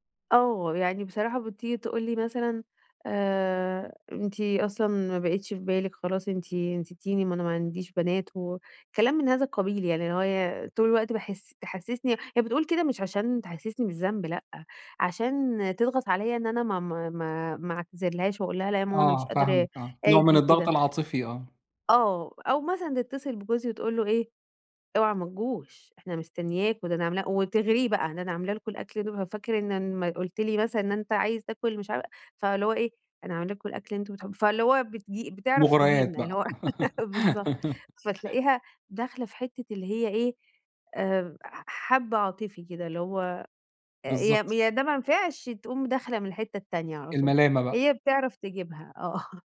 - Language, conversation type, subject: Arabic, advice, إزاي ألاقي توازن بين راحتي ومشاركتي في المناسبات الاجتماعية من غير ما أتعب؟
- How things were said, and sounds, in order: unintelligible speech; laugh; laugh